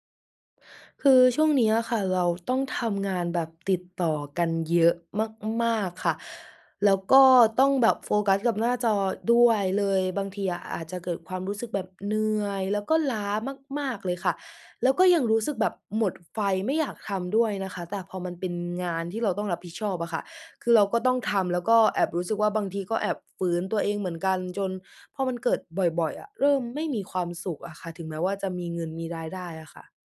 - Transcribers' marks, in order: none
- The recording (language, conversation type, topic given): Thai, advice, คุณรู้สึกหมดไฟและเหนื่อยล้าจากการทำงานต่อเนื่องมานาน ควรทำอย่างไรดี?